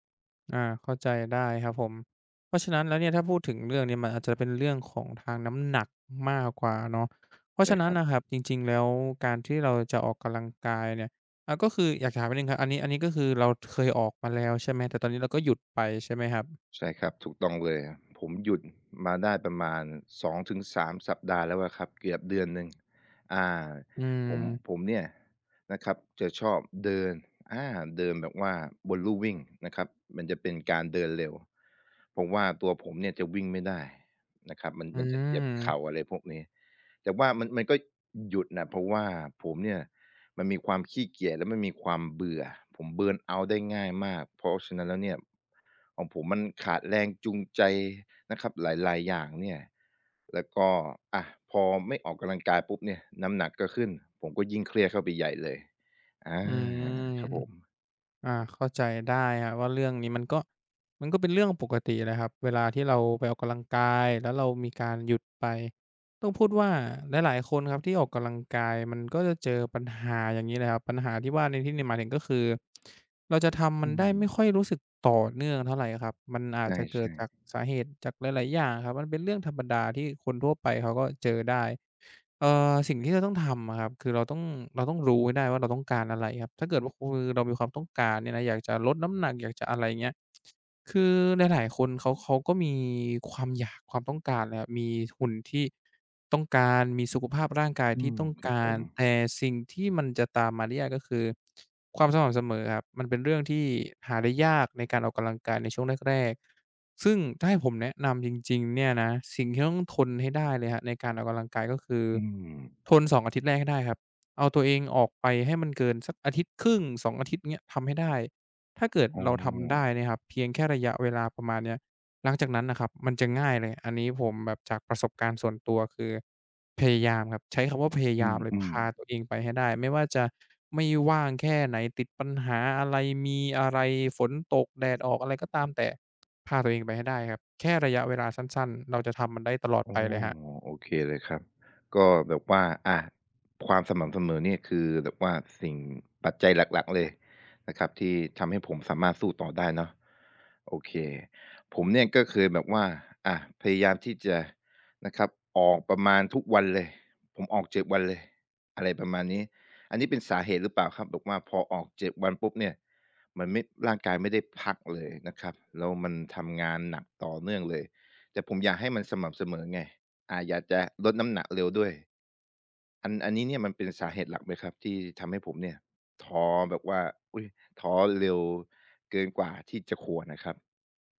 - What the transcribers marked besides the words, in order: other background noise; in English: "เบิร์นเอาต์"; tapping
- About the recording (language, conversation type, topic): Thai, advice, คุณอยากกลับมาออกกำลังกายอีกครั้งหลังหยุดไปสองสามสัปดาห์ได้อย่างไร?